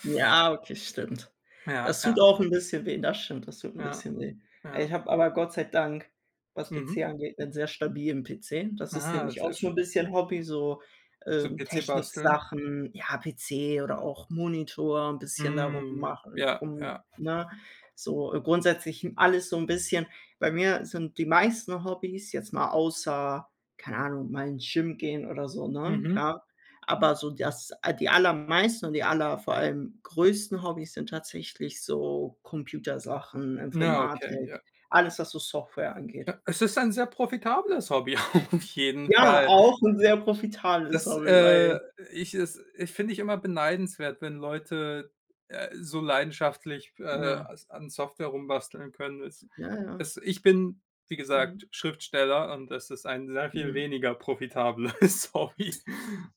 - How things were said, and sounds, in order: laughing while speaking: "stimmt"; other background noise; laughing while speaking: "auf"; laughing while speaking: "profitableres Hobby"
- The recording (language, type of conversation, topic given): German, unstructured, Was ist das Schönste, das dir dein Hobby bisher gebracht hat?